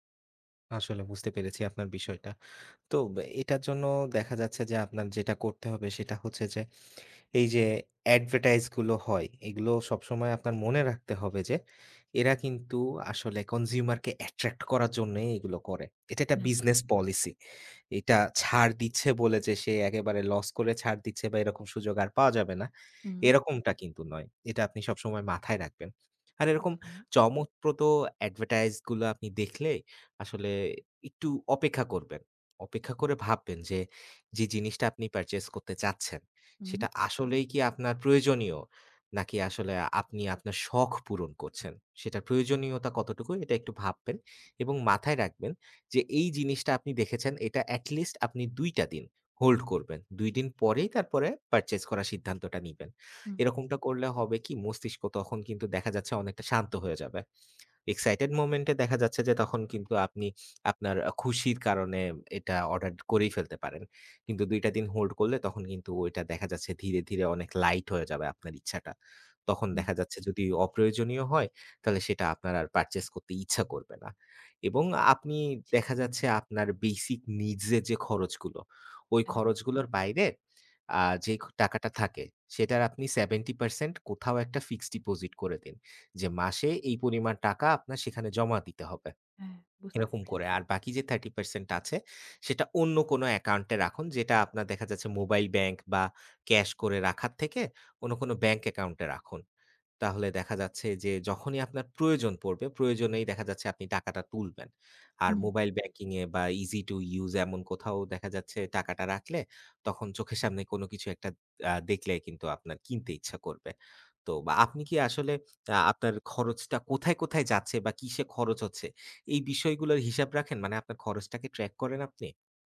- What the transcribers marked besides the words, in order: in English: "consumer"; tapping
- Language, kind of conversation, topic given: Bengali, advice, মাসিক বাজেট ঠিক করতে আপনার কী ধরনের অসুবিধা হচ্ছে?